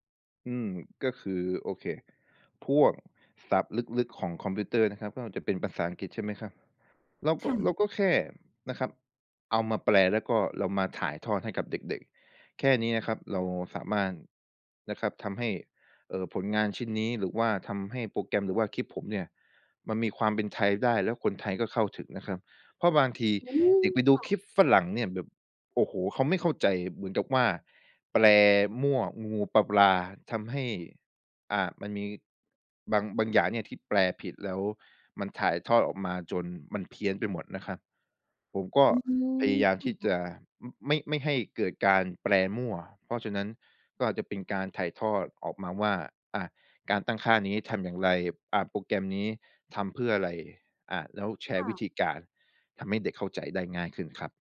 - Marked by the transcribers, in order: none
- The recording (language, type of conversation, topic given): Thai, podcast, คุณรับมือกับความอยากให้ผลงานสมบูรณ์แบบอย่างไร?